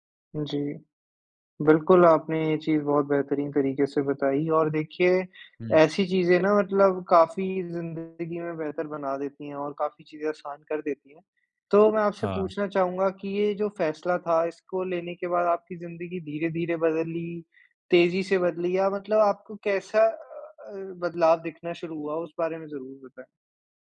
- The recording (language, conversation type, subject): Hindi, podcast, क्या आप कोई ऐसा पल साझा करेंगे जब आपने खामोशी में कोई बड़ा फैसला लिया हो?
- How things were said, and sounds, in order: none